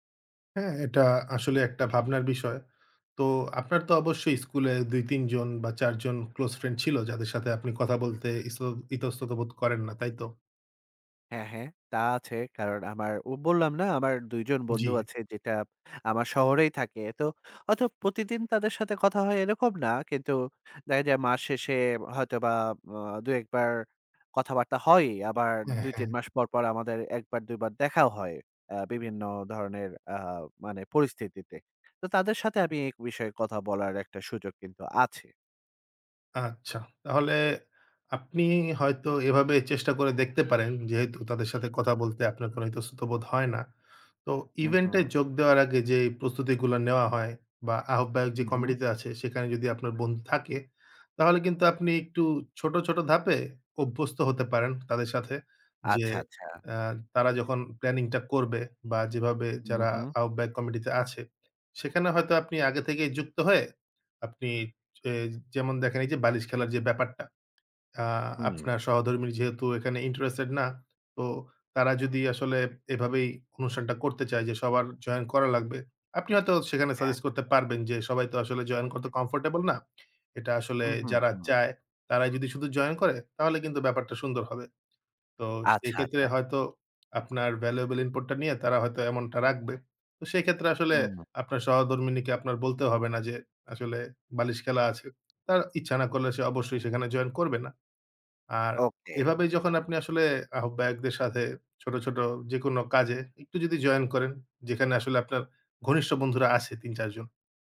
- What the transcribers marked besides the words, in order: other animal sound; in English: "valuable input"
- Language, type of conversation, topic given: Bengali, advice, সামাজিক উদ্বেগের কারণে গ্রুপ ইভেন্টে যোগ দিতে আপনার ভয় লাগে কেন?